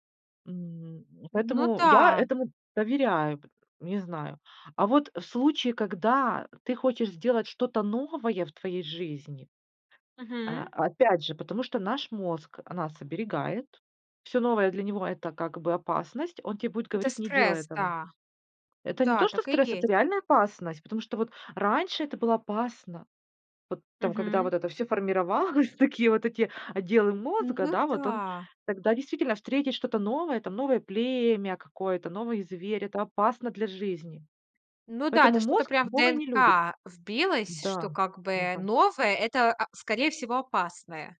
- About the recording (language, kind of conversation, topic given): Russian, podcast, Как тренировать чуйку в повседневной жизни?
- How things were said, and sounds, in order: laughing while speaking: "формировалось"